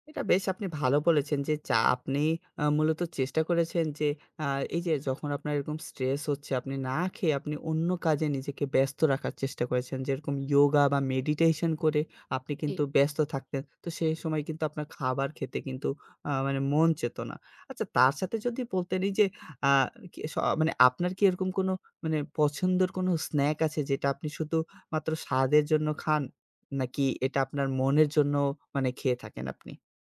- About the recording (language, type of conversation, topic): Bengali, podcast, খাবার ও মনের মধ্যে সম্পর্ককে আপনি কীভাবে দেখেন?
- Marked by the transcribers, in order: "চাইতোনা" said as "চেতনা"